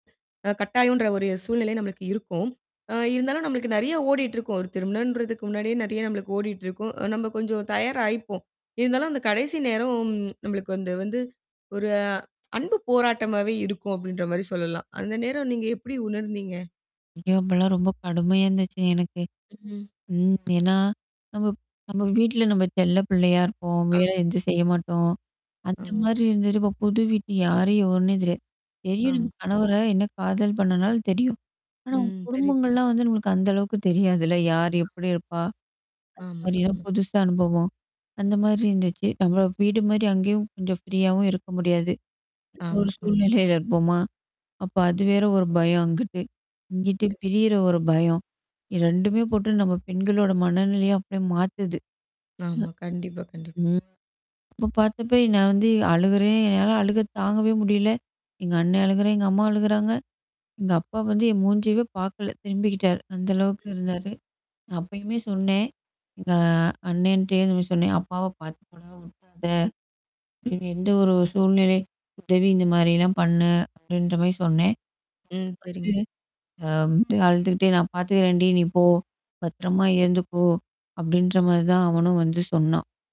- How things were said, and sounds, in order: other background noise; tsk; static; distorted speech; tapping; unintelligible speech; in English: "ஃப்ரீயாவும்"; laughing while speaking: "ஒரு சூழ்நிலையில இருப்போமா?"; unintelligible speech; other noise
- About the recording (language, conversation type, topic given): Tamil, podcast, நீங்கள் அன்பான ஒருவரை இழந்த அனுபவம் என்ன?